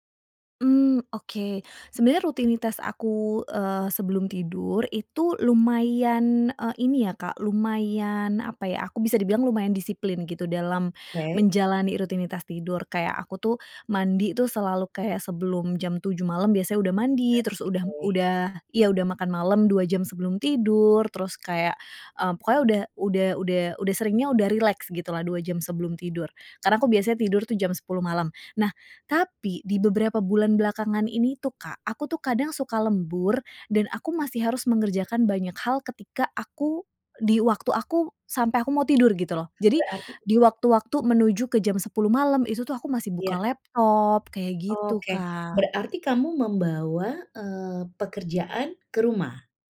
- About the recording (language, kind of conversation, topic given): Indonesian, advice, Bagaimana kekhawatiran yang terus muncul membuat Anda sulit tidur?
- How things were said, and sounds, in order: none